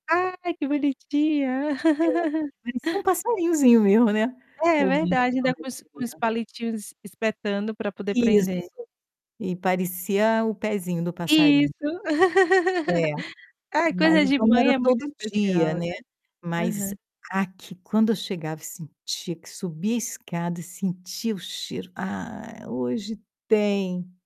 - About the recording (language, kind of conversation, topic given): Portuguese, podcast, Qual é uma comida da sua infância que sempre te conforta?
- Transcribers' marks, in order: static; distorted speech; laugh; "mesmo" said as "mermo"; tapping; other background noise; laugh; put-on voice: "Ah, hoje tem"